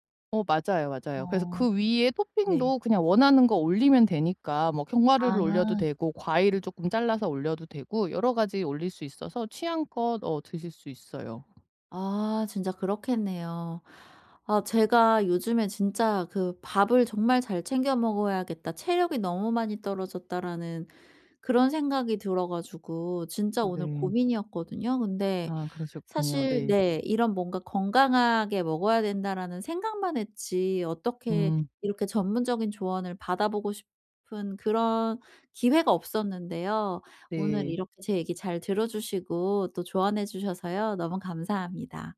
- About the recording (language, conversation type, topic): Korean, advice, 바쁜 일정 속에서 건강한 식사를 꾸준히 유지하려면 어떻게 해야 하나요?
- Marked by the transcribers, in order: other background noise; tapping